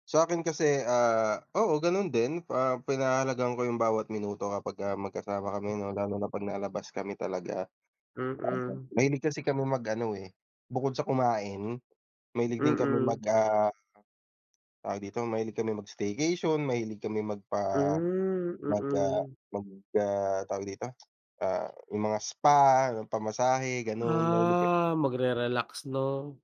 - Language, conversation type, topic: Filipino, unstructured, Paano ninyo pinahahalagahan ang oras na magkasama sa inyong relasyon?
- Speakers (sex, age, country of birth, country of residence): male, 25-29, Philippines, Philippines; male, 30-34, Philippines, Philippines
- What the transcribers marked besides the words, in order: tapping